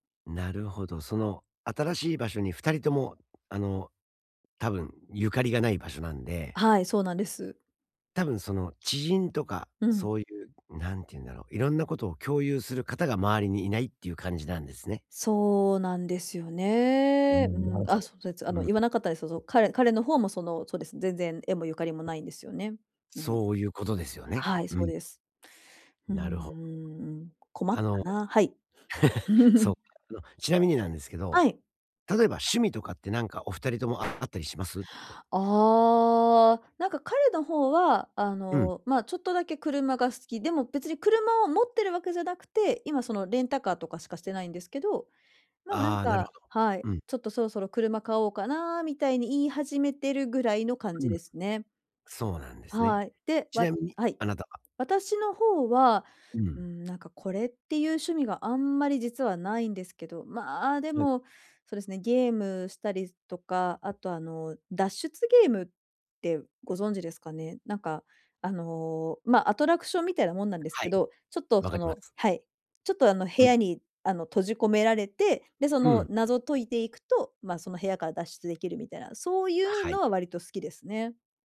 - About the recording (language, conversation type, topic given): Japanese, advice, 新しい場所でどうすれば自分の居場所を作れますか？
- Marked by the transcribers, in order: drawn out: "そうなんですよね"; "なるほど" said as "なるほ"; laugh; chuckle; tapping